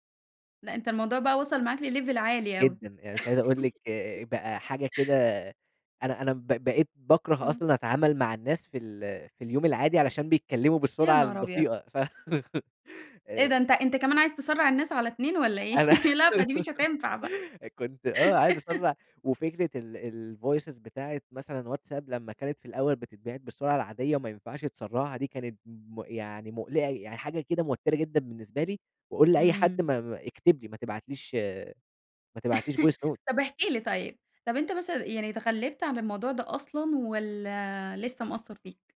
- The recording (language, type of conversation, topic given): Arabic, podcast, إيه اللي بتعمله في وقت فراغك عشان تحس بالرضا؟
- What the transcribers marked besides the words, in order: in English: "لLevel"; laugh; giggle; giggle; in English: "الVoices"; giggle; in English: "Voice note"; chuckle